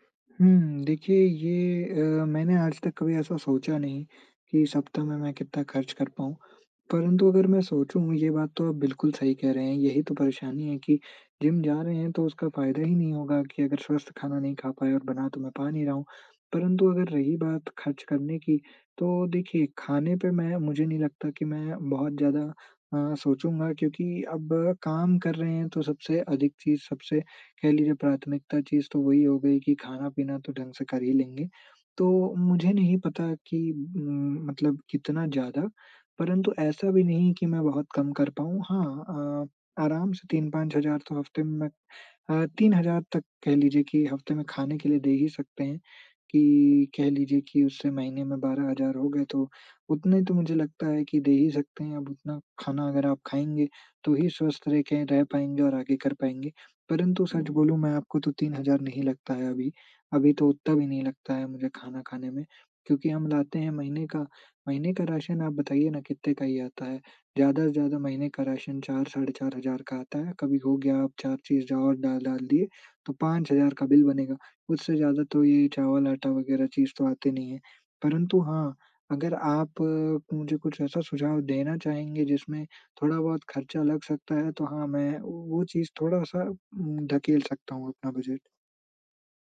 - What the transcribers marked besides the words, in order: none
- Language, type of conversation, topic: Hindi, advice, खाना बनाना नहीं आता इसलिए स्वस्थ भोजन तैयार न कर पाना